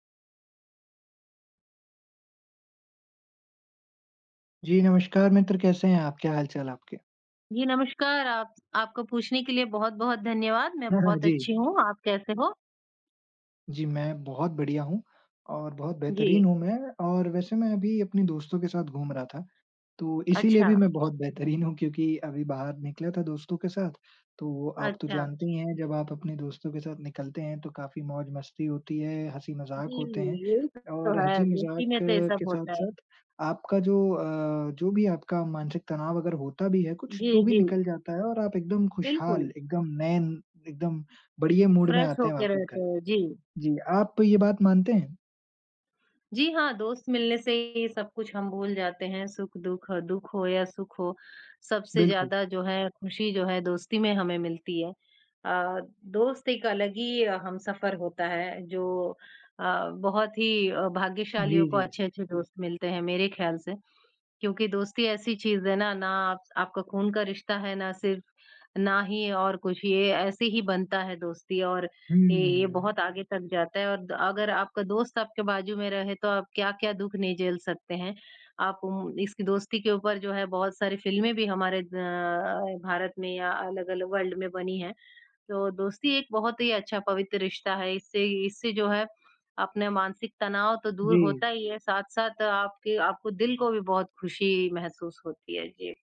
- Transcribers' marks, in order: chuckle; tapping; in English: "मूड"; in English: "फ्रेश"; in English: "वर्ल्ड"
- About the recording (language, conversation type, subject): Hindi, unstructured, दोस्तों का साथ आपके मानसिक स्वास्थ्य को बेहतर बनाने में कैसे मदद करता है?